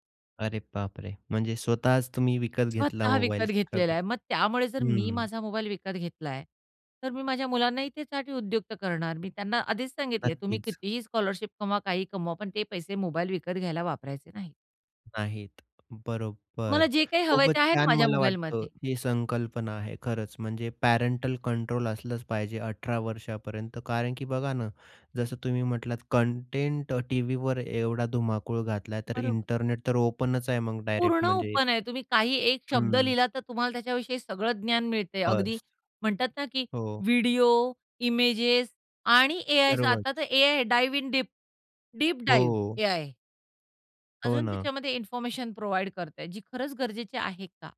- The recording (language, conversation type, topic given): Marathi, podcast, लहान मुलांसाठी स्क्रीन वापराचे नियम तुम्ही कसे ठरवता?
- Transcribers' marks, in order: other background noise; tapping; in English: "पॅरेंटल कंट्रोल"; in English: "ओपनच"; in English: "ओपन"; in English: "डाइव्ह इन डीप, डीप डाइव्ह एआय"; in English: "प्रोव्हाईड"